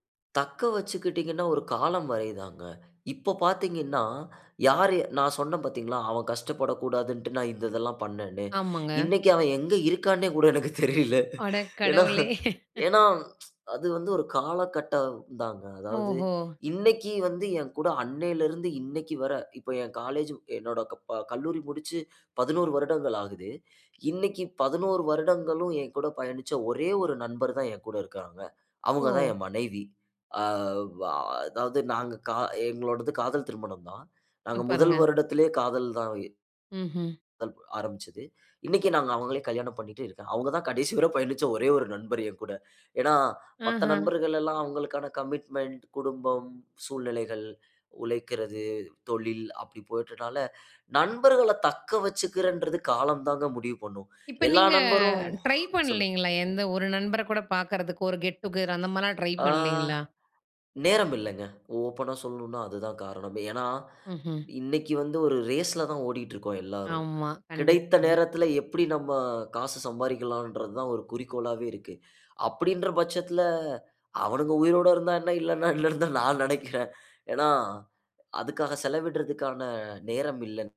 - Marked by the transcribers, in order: laughing while speaking: "இருக்கான்னே கூட எனக்கு தெரியல"; laugh; in English: "சூப்பர்"; chuckle; in English: "கமிட்மென்ட்"; inhale; in English: "கெட் டுகெதர்"; wind; in English: "ரேஸ்"; laughing while speaking: "இல்லன்னா என்னன்னு தான் நான் நெனைக்கிறேன்"
- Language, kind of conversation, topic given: Tamil, podcast, புது இடத்தில் நண்பர்களை எப்படி உருவாக்கினீர்கள்?